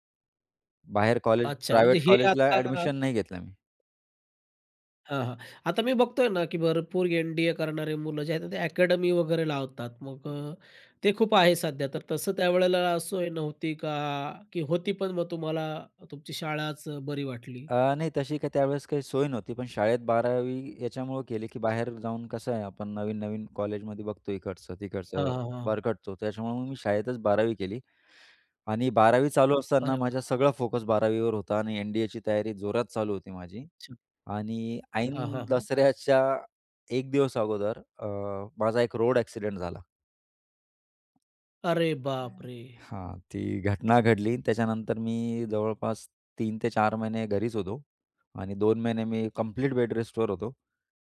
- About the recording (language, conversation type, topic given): Marathi, podcast, तुमच्या आयुष्यातलं सर्वात मोठं अपयश काय होतं आणि त्यातून तुम्ही काय शिकलात?
- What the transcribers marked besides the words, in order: in English: "प्रायव्हेट"; tapping